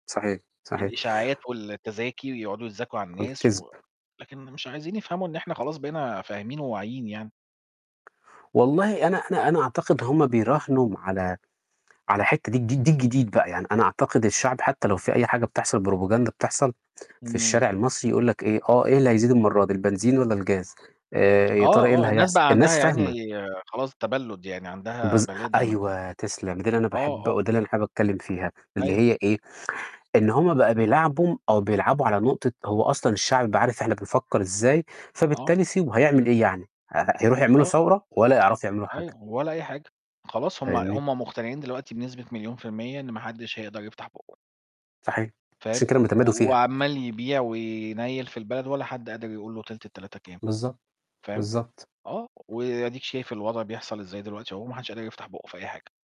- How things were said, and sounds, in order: static; in English: "propaganda"; tapping; other background noise
- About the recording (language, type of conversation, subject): Arabic, unstructured, هل إنت شايف إن الصدق دايمًا أحسن سياسة؟